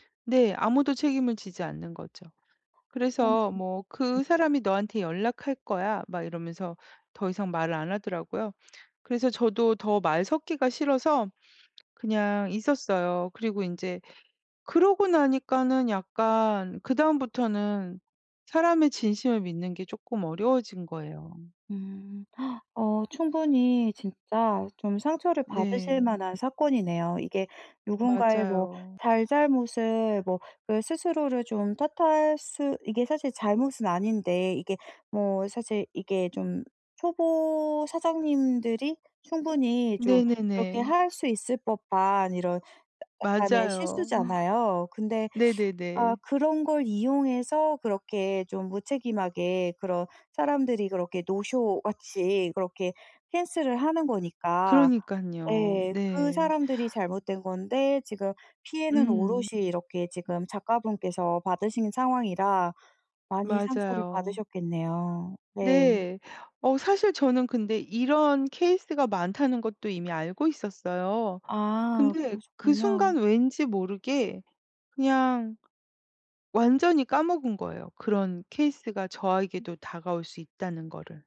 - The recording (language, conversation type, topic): Korean, advice, 내 일상에서 의미를 어떻게 찾기 시작할 수 있을까요?
- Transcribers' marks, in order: unintelligible speech; laughing while speaking: "맞아요"; other background noise